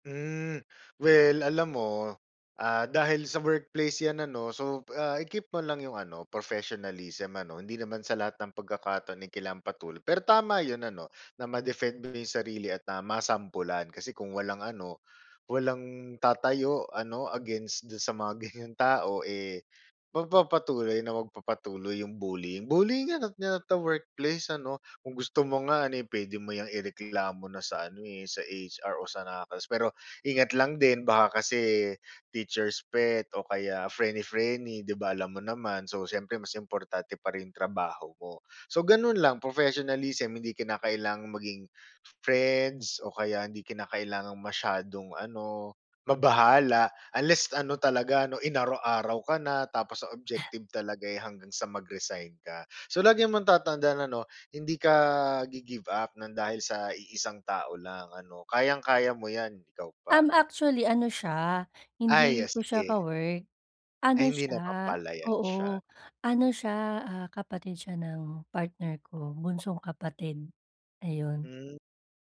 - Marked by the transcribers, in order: laughing while speaking: "ganyang"; unintelligible speech; other background noise; tapping
- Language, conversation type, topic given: Filipino, advice, Paano ko maiintindihan ang pinagkaiba ng intensyon at epekto ng puna?